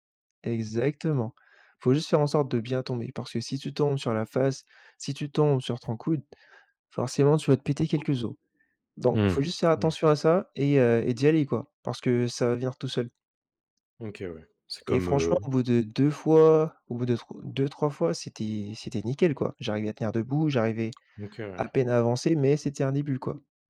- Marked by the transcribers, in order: tapping
- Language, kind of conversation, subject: French, podcast, Quelles astuces recommandes-tu pour progresser rapidement dans un loisir ?